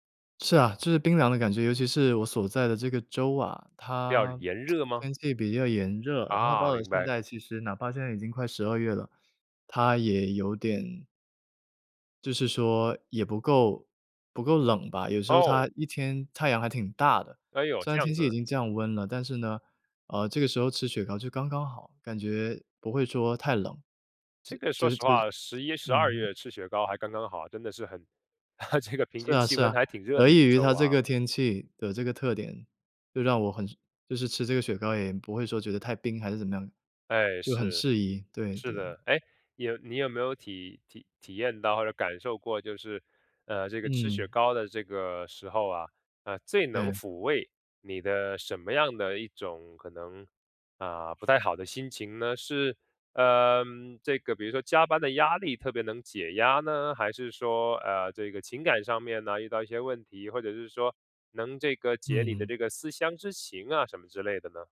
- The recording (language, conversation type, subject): Chinese, podcast, 你心目中的安慰食物是什么？
- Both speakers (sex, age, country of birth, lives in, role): male, 30-34, China, United States, guest; male, 30-34, China, United States, host
- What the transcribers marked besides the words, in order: other background noise; lip smack; laugh